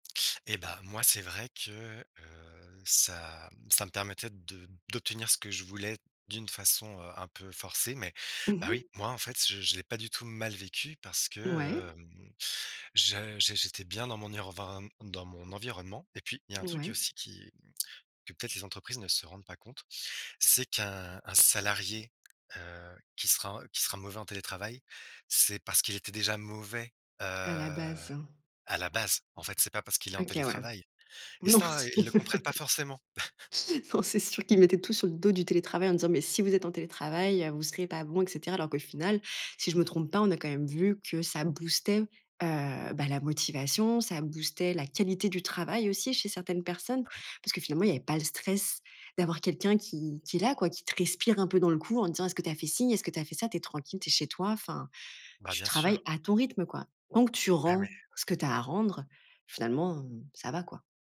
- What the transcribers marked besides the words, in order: tapping; stressed: "mauvais"; laughing while speaking: "non, c'est sûr"; chuckle
- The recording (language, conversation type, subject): French, podcast, Comment le télétravail a-t-il changé ta vie professionnelle ?